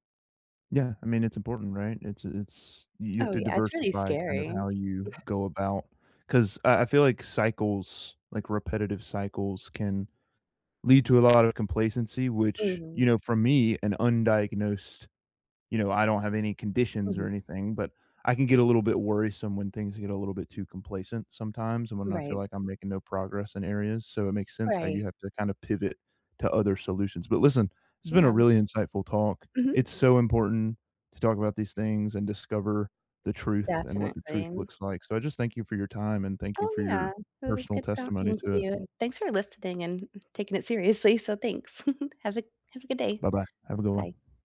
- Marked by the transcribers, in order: tapping; other background noise; giggle
- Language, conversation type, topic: English, unstructured, How can you tell the difference between normal worry and anxiety that needs professional help?